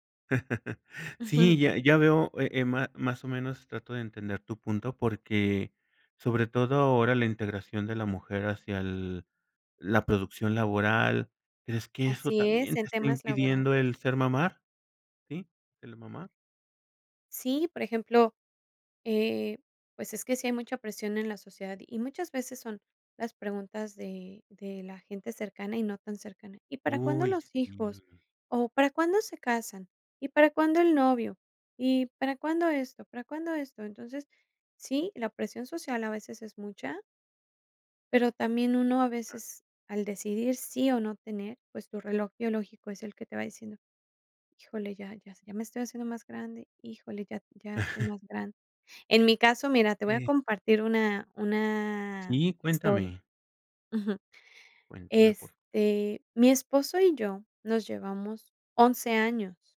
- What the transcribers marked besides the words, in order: chuckle; chuckle
- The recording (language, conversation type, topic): Spanish, podcast, ¿Qué te impulsa a decidir tener hijos o no tenerlos?